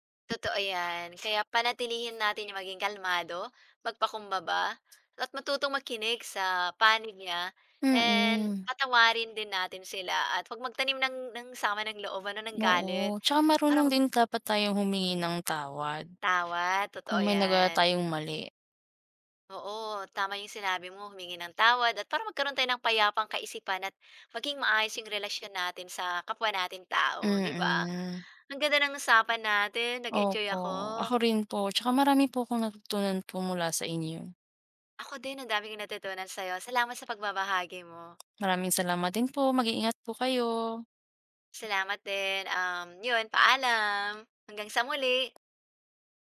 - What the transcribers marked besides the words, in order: other background noise
- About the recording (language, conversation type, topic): Filipino, unstructured, Ano ang ginagawa mo para maiwasan ang paulit-ulit na pagtatalo?
- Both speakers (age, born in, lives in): 20-24, Philippines, Philippines; 40-44, Philippines, Philippines